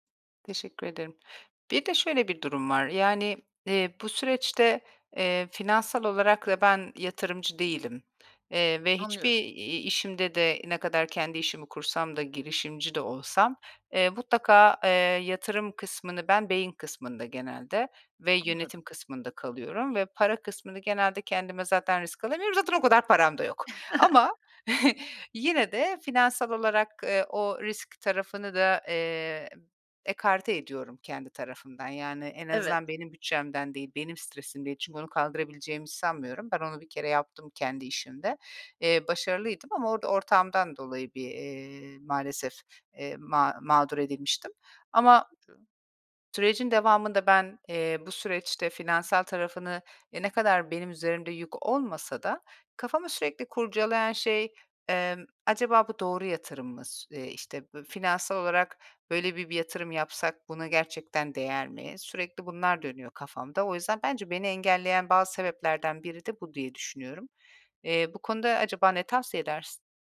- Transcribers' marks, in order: joyful: "Zaten o kadar param da yok"; chuckle
- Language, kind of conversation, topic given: Turkish, advice, Kendi işinizi kurma veya girişimci olma kararınızı nasıl verdiniz?